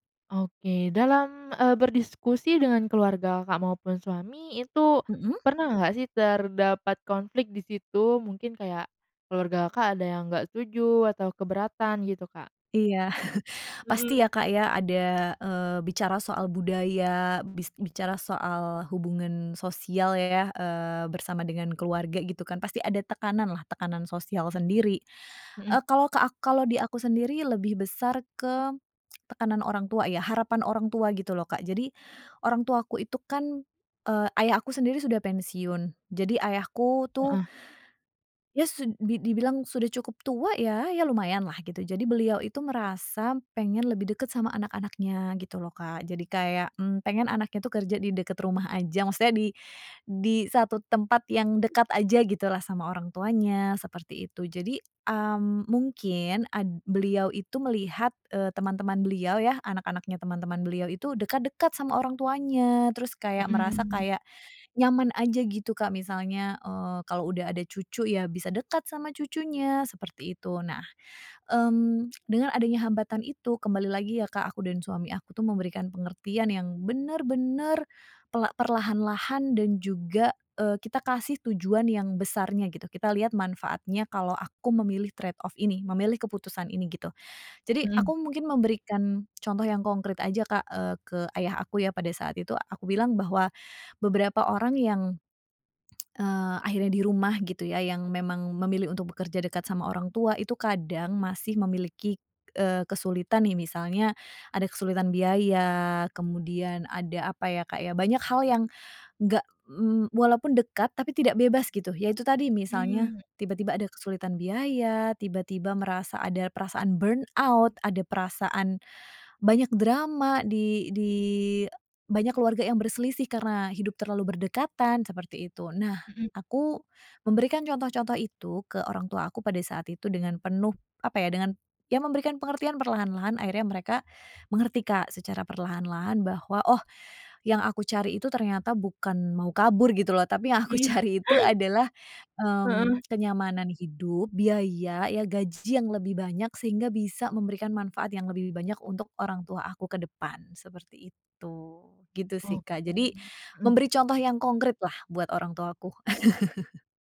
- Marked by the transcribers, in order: chuckle; lip smack; tapping; in English: "trade off"; lip smack; in English: "burnout"; other background noise; chuckle; laughing while speaking: "aku cari itu"; chuckle
- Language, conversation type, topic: Indonesian, podcast, Apa pengorbanan paling berat yang harus dilakukan untuk meraih sukses?